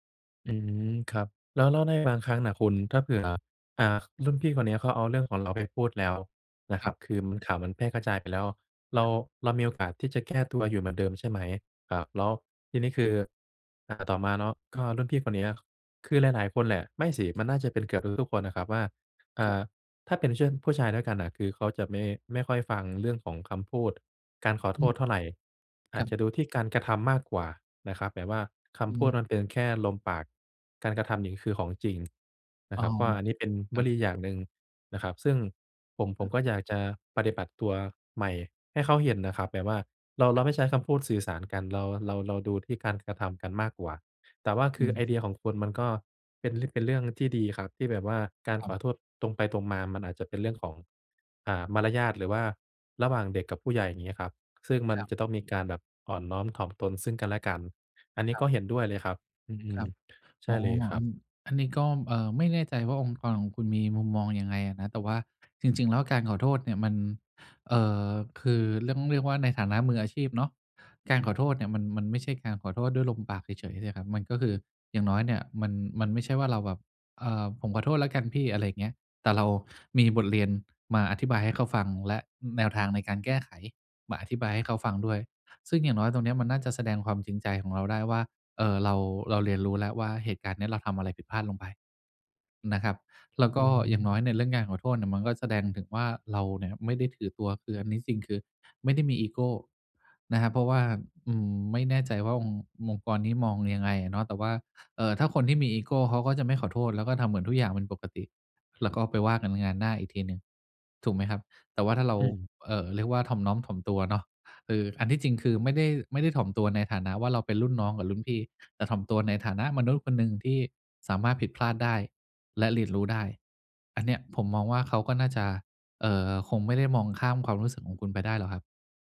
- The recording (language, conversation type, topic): Thai, advice, จะรับมือกับความกลัวว่าจะล้มเหลวหรือถูกผู้อื่นตัดสินได้อย่างไร?
- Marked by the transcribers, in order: other background noise; tapping